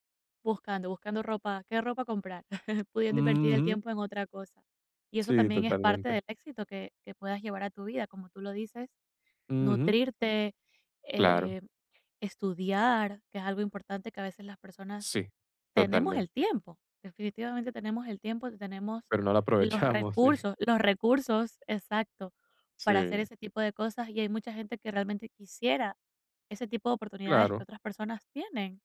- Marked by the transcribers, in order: chuckle; laughing while speaking: "aprovechamos, sí"
- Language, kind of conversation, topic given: Spanish, podcast, ¿Cómo defines el éxito en tu vida?